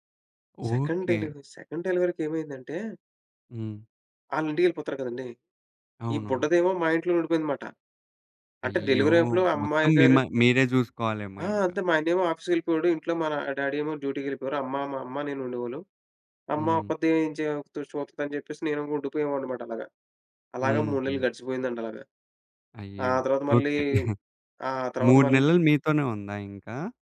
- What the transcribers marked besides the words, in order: in English: "సెకండ్ డెలివరీ, సెకండ్"; in English: "డెలివరీ"; in English: "డ్యాడీ"; in English: "డ్యూటీకి"; chuckle
- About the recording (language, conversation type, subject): Telugu, podcast, కుటుంబ నిరీక్షణలు మీ నిర్ణయాలపై ఎలా ప్రభావం చూపించాయి?